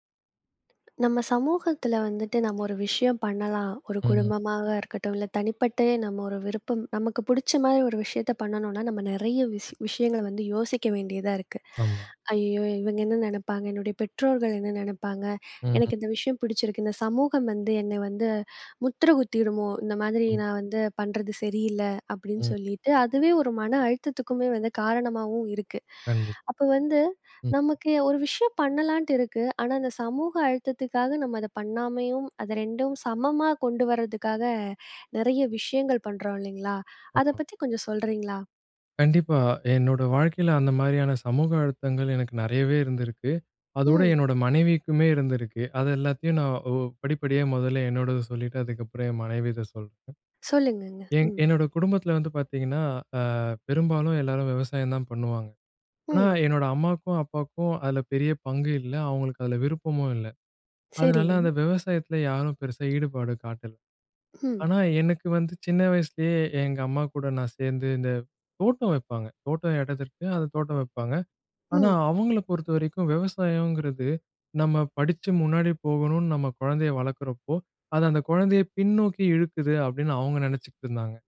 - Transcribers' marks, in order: other background noise; sigh; "ஆமா" said as "அப்பா"
- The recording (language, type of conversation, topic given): Tamil, podcast, இந்திய குடும்பமும் சமூகமும் தரும் அழுத்தங்களை நீங்கள் எப்படிச் சமாளிக்கிறீர்கள்?